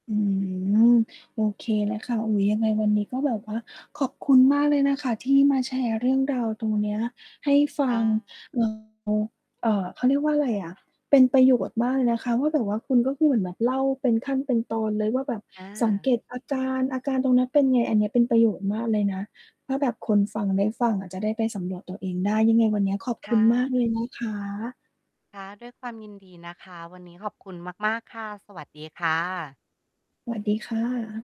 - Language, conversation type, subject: Thai, podcast, ปัญหาบนสื่อสังคมออนไลน์ส่งผลต่อสุขภาพจิตของคุณมากแค่ไหน?
- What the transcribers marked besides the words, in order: distorted speech